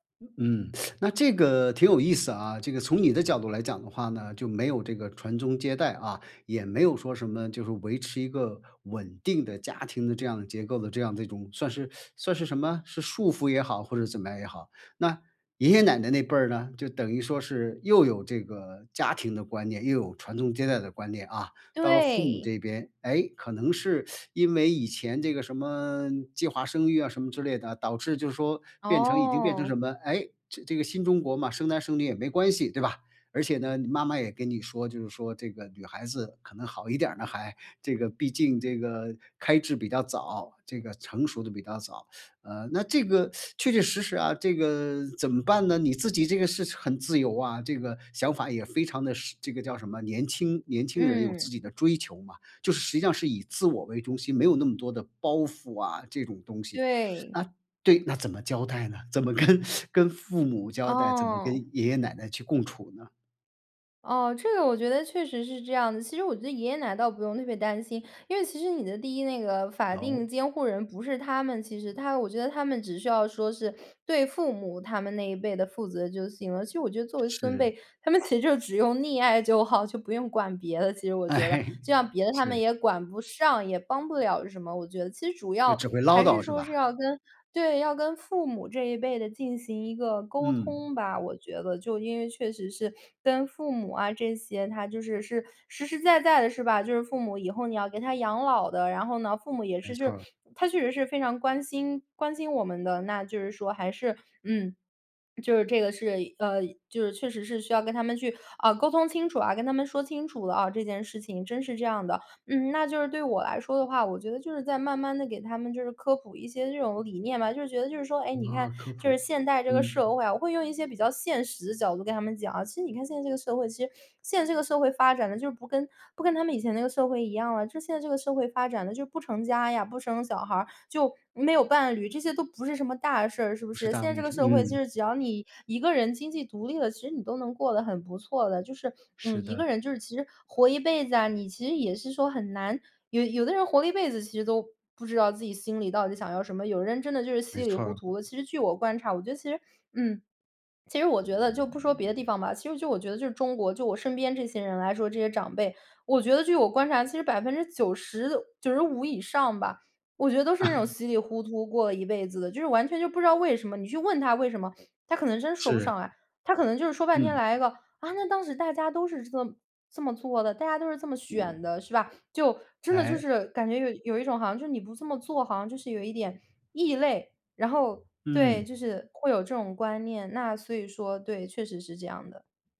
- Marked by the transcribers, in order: teeth sucking; teeth sucking; teeth sucking; teeth sucking; laughing while speaking: "跟"; teeth sucking; joyful: "其实就"; laughing while speaking: "哎"; laugh; other background noise
- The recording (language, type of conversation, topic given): Chinese, podcast, 你怎么看代际价值观的冲突与妥协?